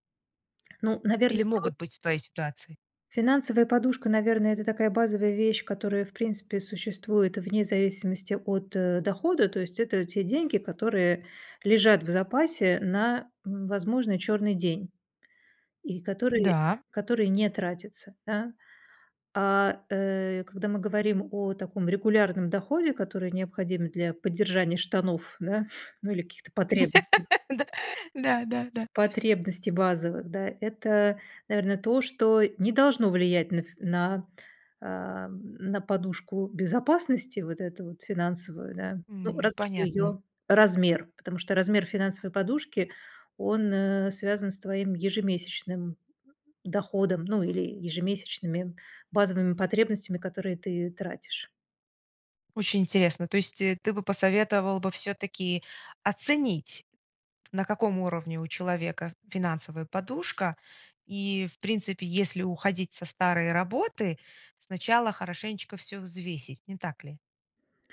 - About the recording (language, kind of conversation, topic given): Russian, podcast, Что важнее при смене работы — деньги или её смысл?
- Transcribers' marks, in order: tapping; tsk; other background noise; chuckle; "каких-то" said as "кихта"; laugh